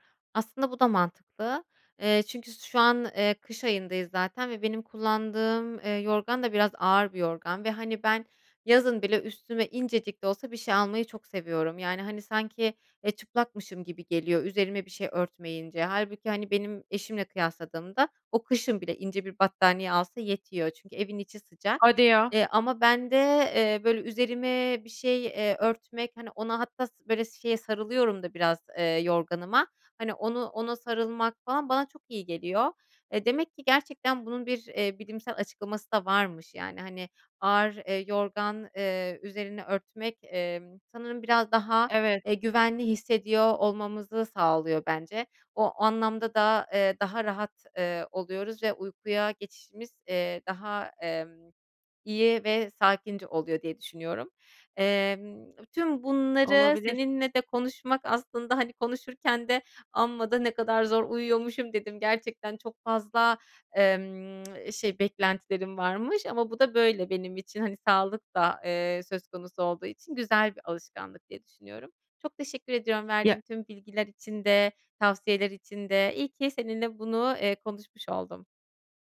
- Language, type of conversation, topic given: Turkish, advice, Seyahatte veya farklı bir ortamda uyku düzenimi nasıl koruyabilirim?
- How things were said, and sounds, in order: tsk; other background noise